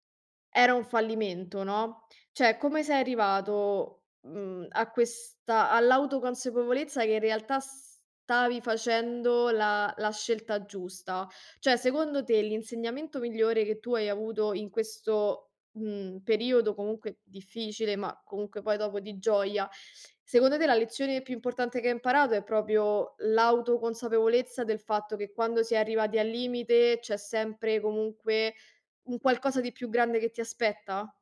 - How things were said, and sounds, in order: "cioè" said as "ceh"; "Cioè" said as "ceh"; "proprio" said as "propio"
- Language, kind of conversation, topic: Italian, podcast, Raccontami di un fallimento che ti ha insegnato qualcosa di importante?